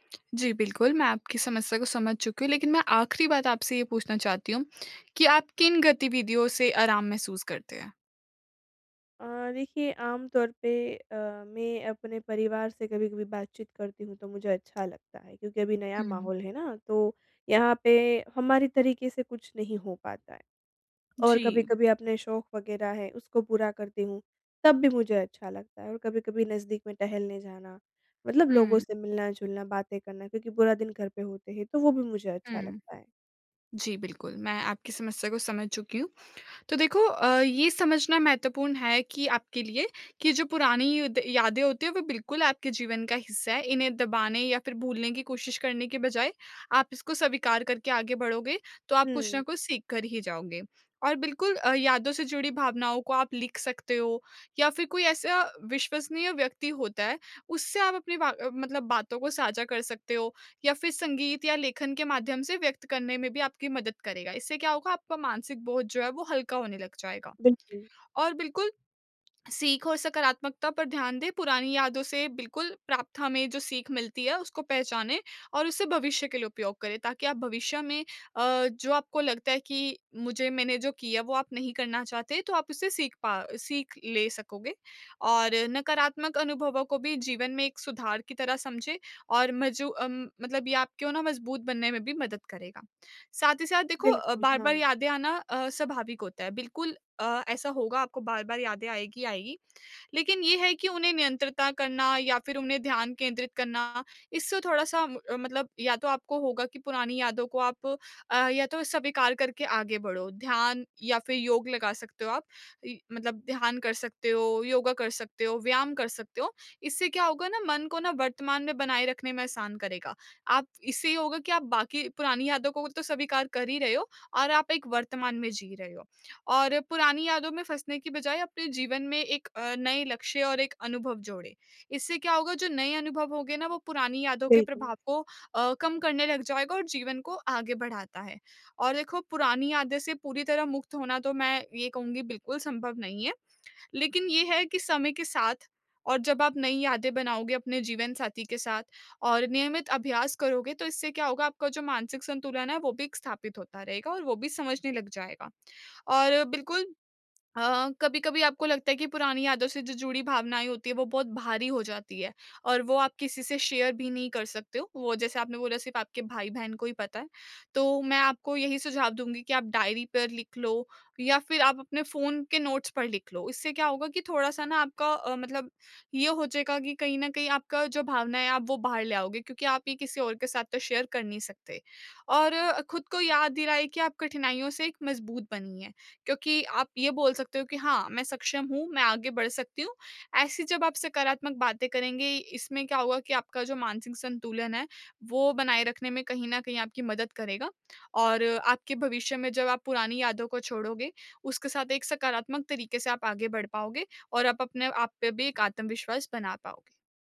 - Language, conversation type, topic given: Hindi, advice, पुरानी यादों के साथ कैसे सकारात्मक तरीके से आगे बढ़ूँ?
- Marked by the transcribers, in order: tapping; in English: "शेयर"; in English: "शेयर"